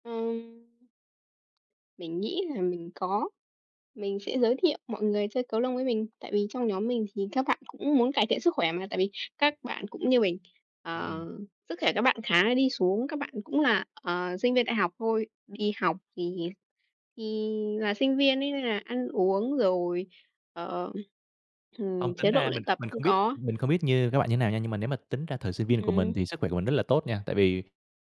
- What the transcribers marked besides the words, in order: other background noise
- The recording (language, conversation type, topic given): Vietnamese, unstructured, Bạn đã bao giờ ngạc nhiên về khả năng của cơ thể mình khi tập luyện chưa?